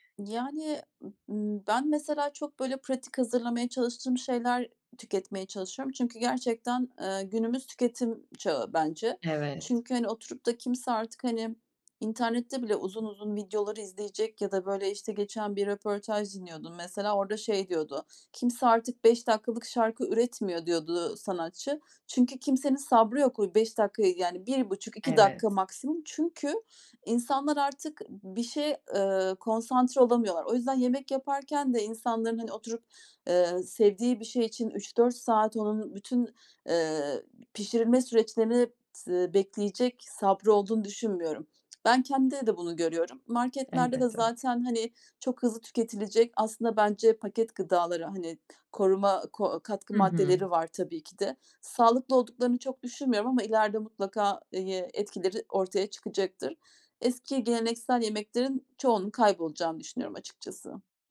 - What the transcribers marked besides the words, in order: tsk
- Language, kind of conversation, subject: Turkish, podcast, Tarifleri kuşaktan kuşağa nasıl aktarıyorsun?